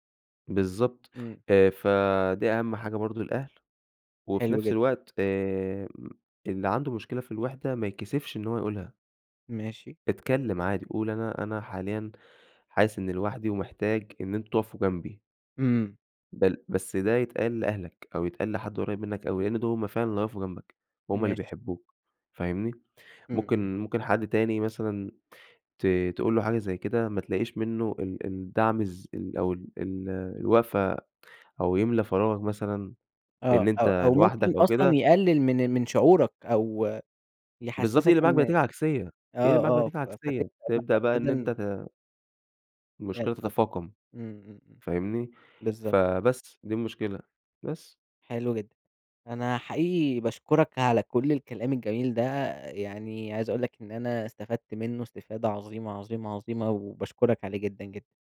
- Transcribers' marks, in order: tapping; unintelligible speech
- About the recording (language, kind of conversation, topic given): Arabic, podcast, بتعمل إيه لما بتحسّ بالوحدة؟